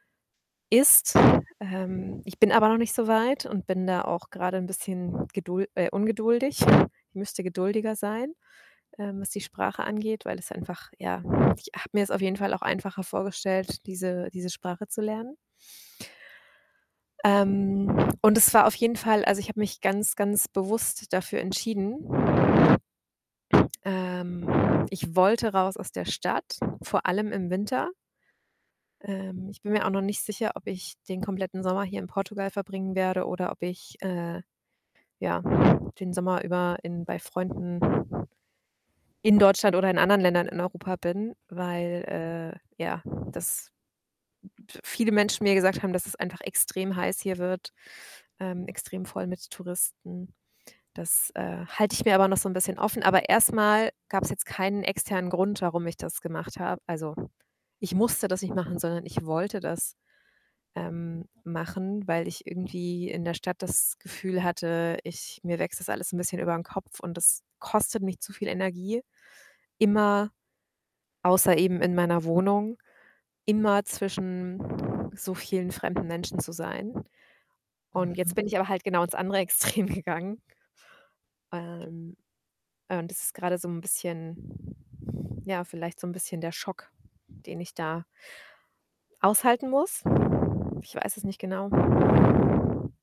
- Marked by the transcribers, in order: wind; drawn out: "Ähm"; other background noise; laughing while speaking: "Extrem gegangen"
- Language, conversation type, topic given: German, advice, Wie kann ich lernen, allein zu sein, ohne mich einsam zu fühlen?